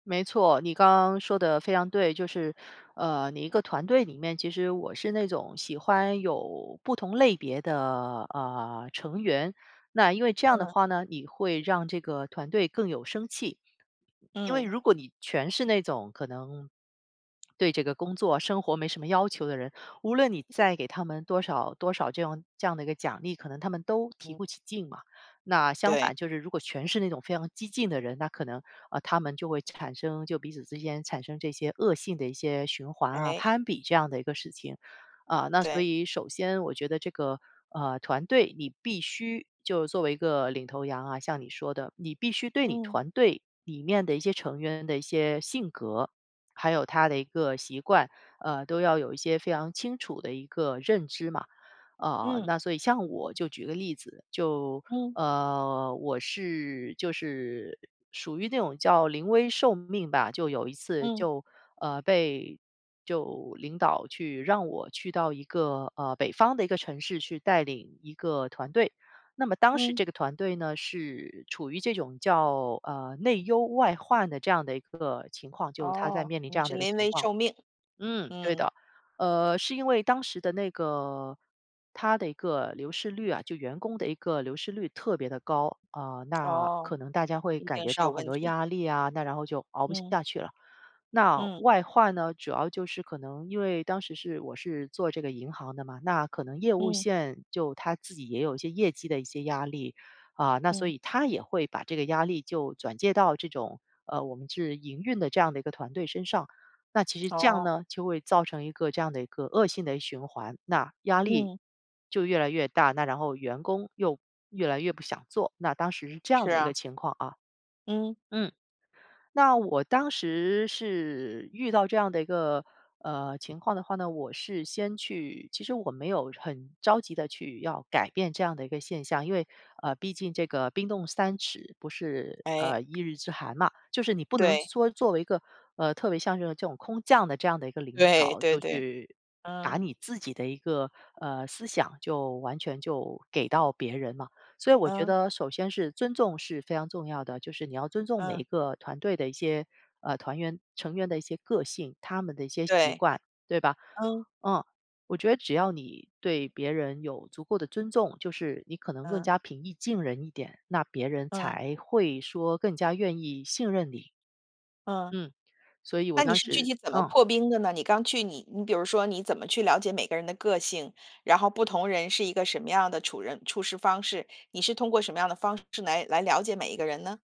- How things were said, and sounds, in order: swallow; other background noise; tapping; laughing while speaking: "对，对 对"
- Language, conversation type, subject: Chinese, podcast, 作为领导者，如何有效激励团队士气？